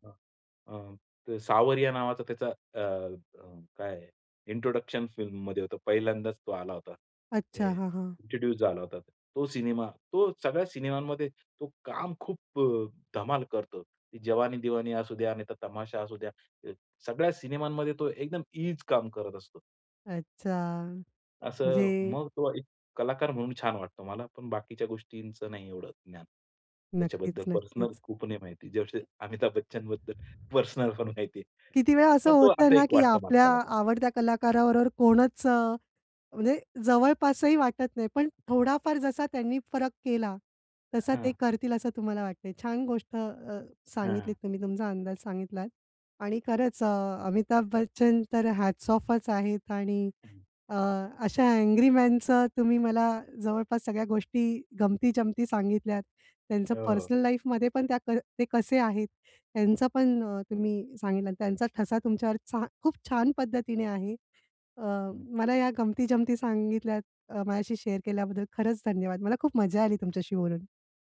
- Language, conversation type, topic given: Marathi, podcast, तुझ्यावर सर्वाधिक प्रभाव टाकणारा कलाकार कोण आहे?
- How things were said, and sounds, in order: in English: "ईज"; other noise; in English: "पर्सनलपण माहिती आहे"; in English: "हॅट्स ऑफच"; in English: "अँग्री मॅनचं"; in English: "पर्सनल लाईफमध्ये"; in English: "शेअर"